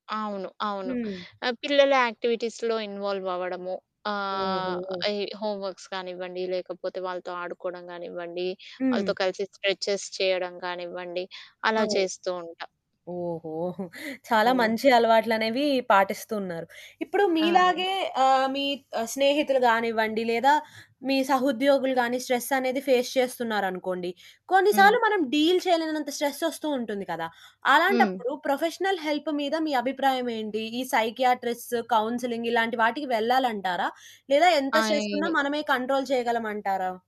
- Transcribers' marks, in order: other background noise; in English: "యాక్టివిటీస్‌లో ఇన్వాల్వ్"; in English: "హోమ్ వర్క్స్"; in English: "స్ట్రెచెస్"; giggle; static; in English: "స్ట్రెస్"; in English: "ఫేస్"; in English: "డీల్"; in English: "స్ట్రెస్"; in English: "ప్రొఫెషనల్ హెల్ప్"; in English: "సైకియాట్రిస్ట్, కౌన్సెలింగ్"; in English: "స్ట్రెస్"; in English: "కంట్రోల్"
- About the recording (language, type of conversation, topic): Telugu, podcast, పని ఒత్తిడిని తగ్గించుకుని మీరు ఎలా విశ్రాంతి తీసుకుంటారు?